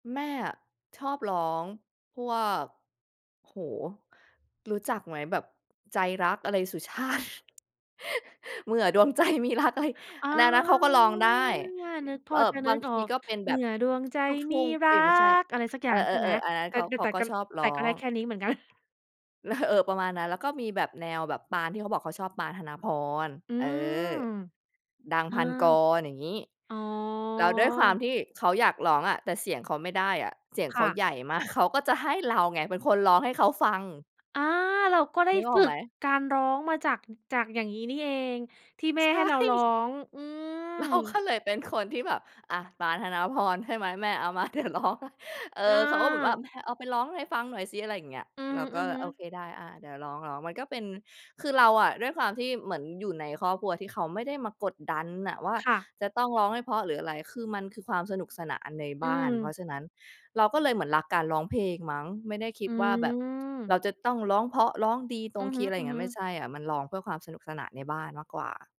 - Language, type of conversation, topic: Thai, podcast, เพลงไหนที่พ่อแม่เปิดในบ้านแล้วคุณติดใจมาจนถึงตอนนี้?
- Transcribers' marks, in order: chuckle; laughing while speaking: "ใจมีรัก อะไร"; drawn out: "อา"; other background noise; singing: "เมื่อดวงใจมีรัก"; tapping; chuckle; drawn out: "อ๋อ"; laughing while speaking: "มาก"; laughing while speaking: "ใช่ เราก็เลยเป็น"; laughing while speaking: "เดี๋ยวร้องให้"